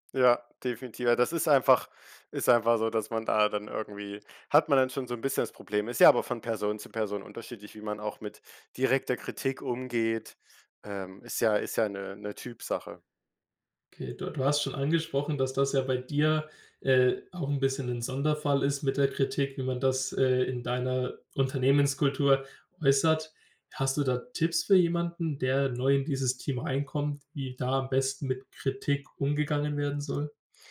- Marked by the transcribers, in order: none
- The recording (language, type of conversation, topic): German, podcast, Wie kannst du Feedback nutzen, ohne dich kleinzumachen?